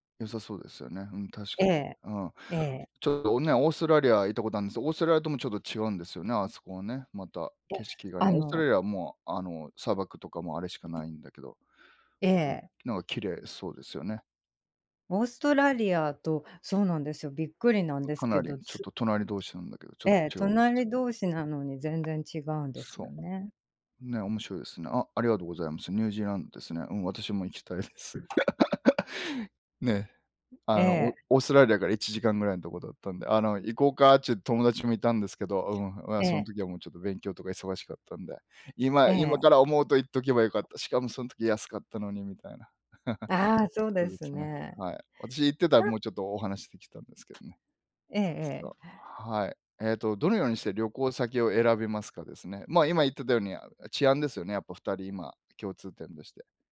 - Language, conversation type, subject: Japanese, unstructured, あなたの理想の旅行先はどこですか？
- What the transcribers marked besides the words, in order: unintelligible speech; tapping; chuckle; other background noise; chuckle